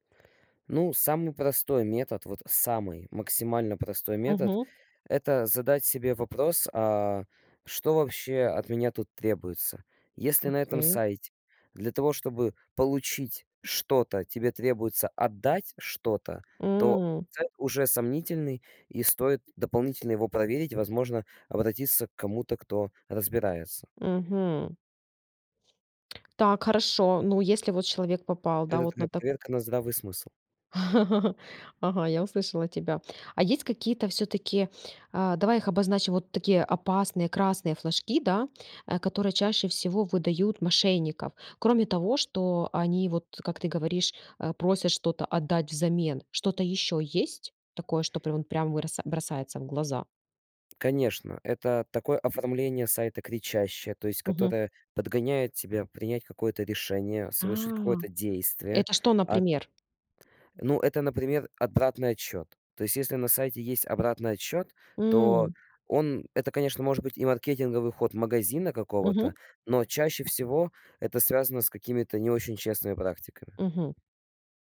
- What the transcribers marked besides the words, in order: other background noise; tapping; chuckle
- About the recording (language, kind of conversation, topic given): Russian, podcast, Как отличить надёжный сайт от фейкового?